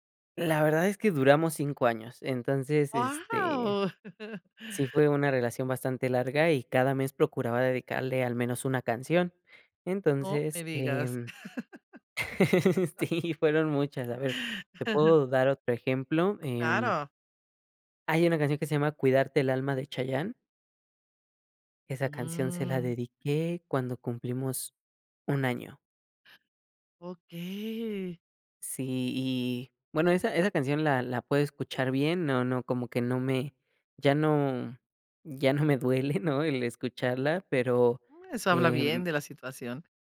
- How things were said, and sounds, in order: surprised: "Guau"; laugh; laughing while speaking: "sí fueron muchas"; laugh; inhale; chuckle; other background noise; drawn out: "Okey"; chuckle
- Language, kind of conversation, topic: Spanish, podcast, ¿Qué canción asocias con tu primer amor?